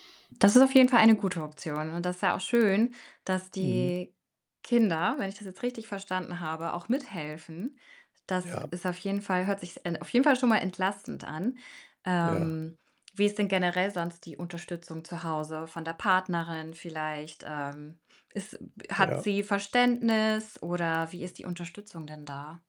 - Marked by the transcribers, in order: distorted speech; other background noise; static
- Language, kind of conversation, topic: German, advice, Wie kann ich damit umgehen, dass ich ständig Überstunden mache und kaum Zeit für Familie und Erholung habe?